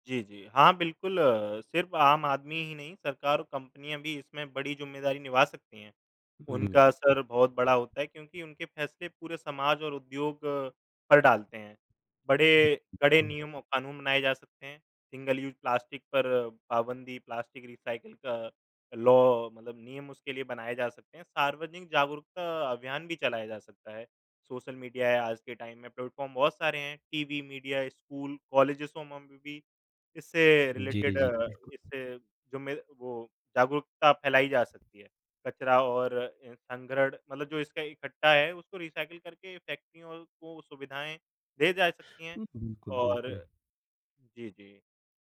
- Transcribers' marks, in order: "ज़िम्मेदारी" said as "जुम्मेदारी"; in English: "सिंगल यूज़ प्लास्टिक"; in English: "प्लास्टिक रीसाइकल"; in English: "लॉ"; "सार्वजनिक" said as "सार्वनिक"; in English: "टाइम"; in English: "प्लेटफॉर्म"; in English: "मीडिया"; in English: "रिलेटेड"; in English: "रीसाइकल"
- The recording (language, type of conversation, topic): Hindi, unstructured, प्लास्टिक प्रदूषण को कम करने के लिए हम कौन-से कदम उठा सकते हैं?
- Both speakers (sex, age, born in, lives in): male, 25-29, India, India; male, 35-39, India, India